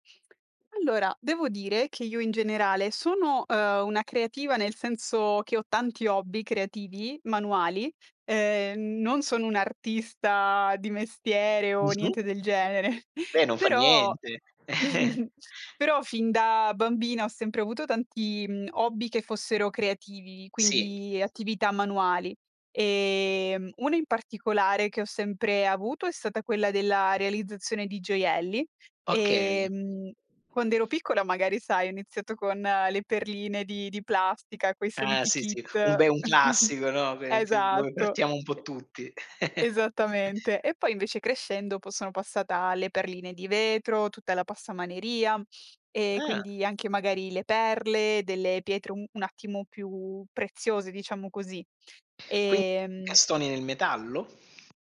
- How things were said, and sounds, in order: other background noise; chuckle; chuckle; tapping; chuckle
- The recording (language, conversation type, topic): Italian, podcast, Qual è stato il progetto creativo di cui sei andato più fiero?